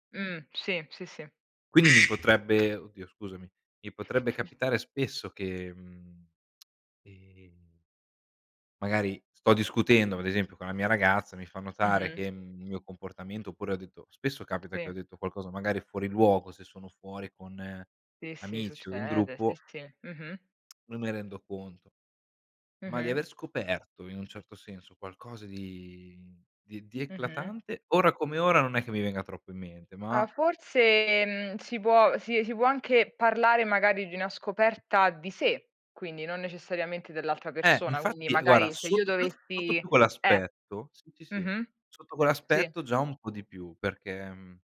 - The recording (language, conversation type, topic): Italian, unstructured, Quale sorpresa hai scoperto durante una discussione?
- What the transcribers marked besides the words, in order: other animal sound; chuckle; drawn out: "di"; "guarda" said as "guara"